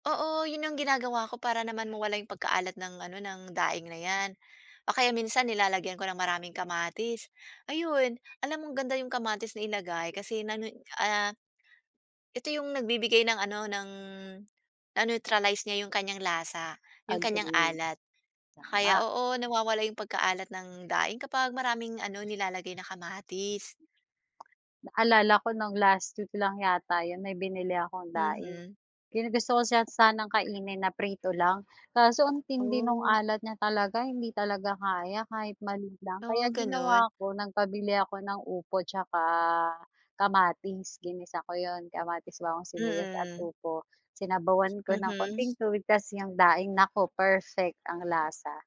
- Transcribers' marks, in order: other background noise
- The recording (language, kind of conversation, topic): Filipino, unstructured, Ano ang palagay mo sa pagkaing sobrang maalat?